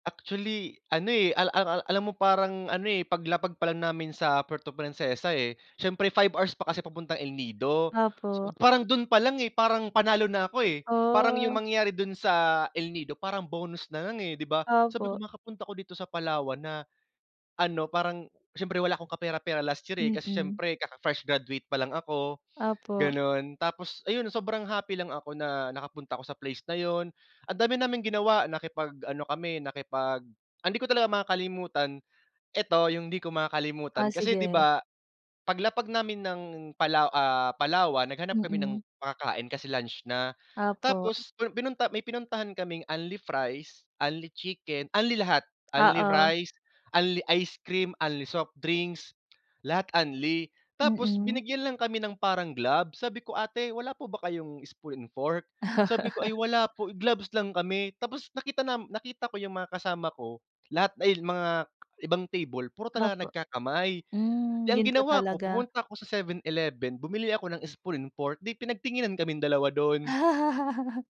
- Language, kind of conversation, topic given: Filipino, unstructured, Ano ang pinakatumatak na pangyayari sa bakasyon mo?
- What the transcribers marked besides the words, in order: tapping; laugh; laugh